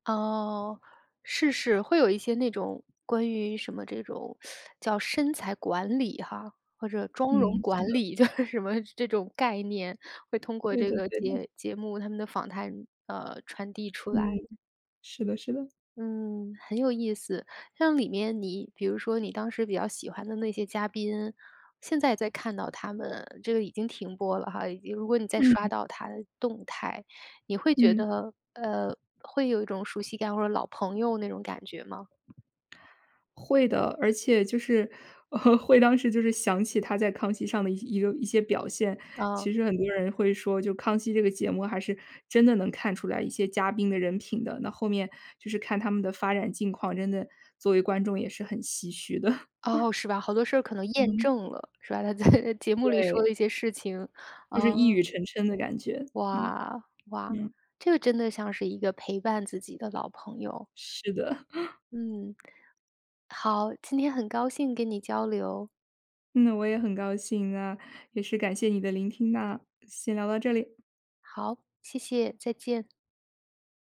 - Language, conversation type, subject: Chinese, podcast, 你小时候最爱看的节目是什么？
- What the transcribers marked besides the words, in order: teeth sucking; laughing while speaking: "就是"; other background noise; chuckle; chuckle; laughing while speaking: "在，呃"; tapping; chuckle